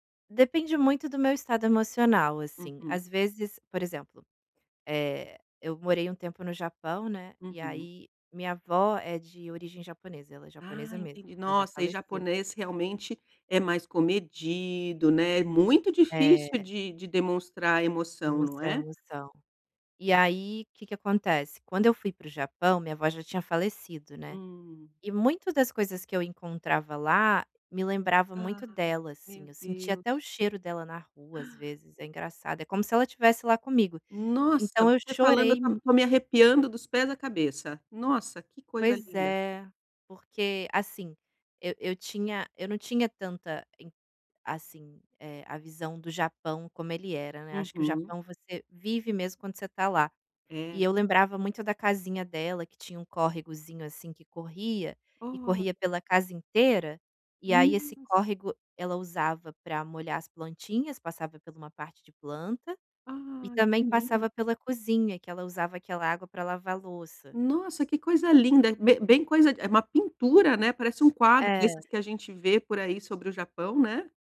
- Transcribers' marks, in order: tapping; gasp
- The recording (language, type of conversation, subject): Portuguese, advice, Como posso regular reações emocionais intensas no dia a dia?